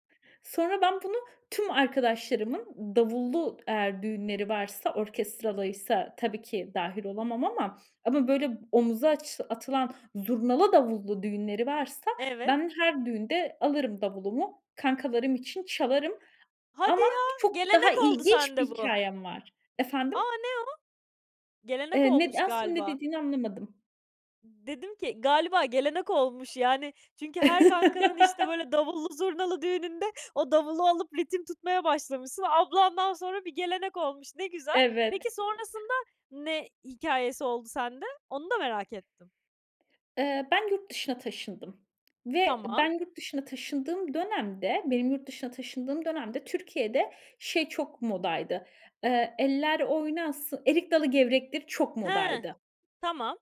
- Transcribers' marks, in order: other background noise; laugh; tapping; singing: "eller oynasın"
- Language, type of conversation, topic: Turkish, podcast, Düğünlerde çalınan şarkılar seni nasıl etkiledi?